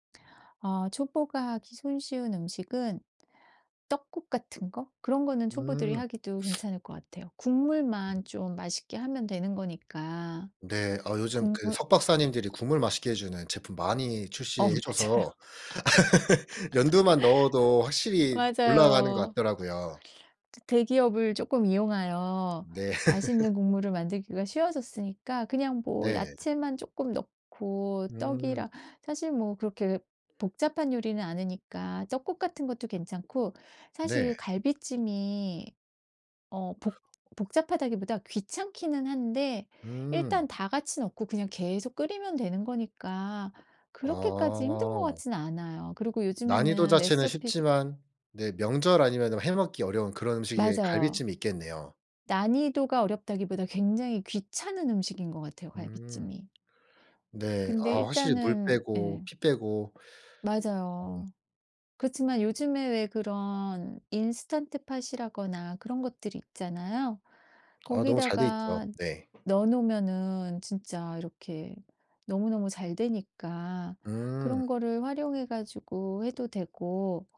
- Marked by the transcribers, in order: sniff; other background noise; laughing while speaking: "맞아요"; laugh; laugh; put-on voice: "레시피도"; in English: "인스턴트팟이라거나"; tapping
- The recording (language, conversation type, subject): Korean, podcast, 요리 초보가 잔치 음식을 맡게 됐을 때 어떤 조언이 필요할까요?